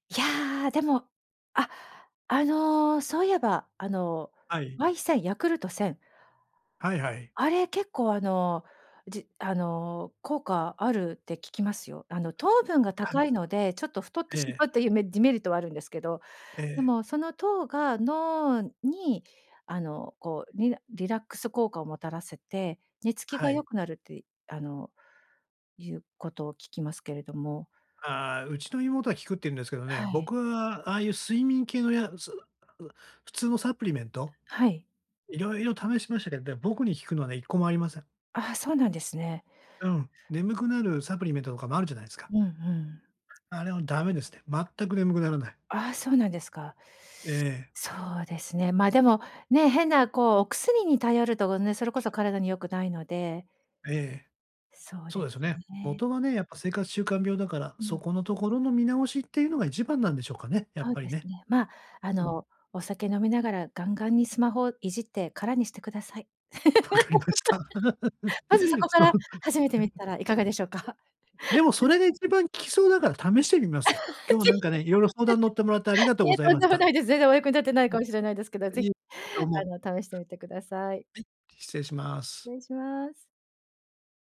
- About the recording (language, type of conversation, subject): Japanese, advice, 夜にスマホを使うのをやめて寝つきを良くするにはどうすればいいですか？
- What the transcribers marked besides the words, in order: other background noise; laughing while speaking: "分かりました"; laugh; laugh; unintelligible speech